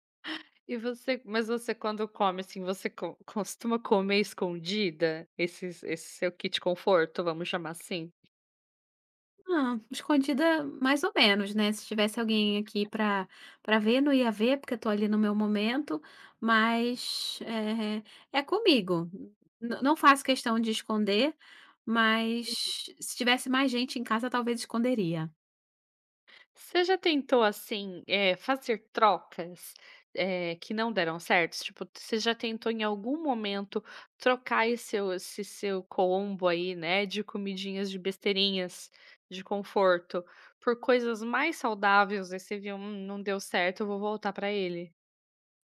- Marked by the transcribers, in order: other background noise
- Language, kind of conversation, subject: Portuguese, podcast, Que comida te conforta num dia ruim?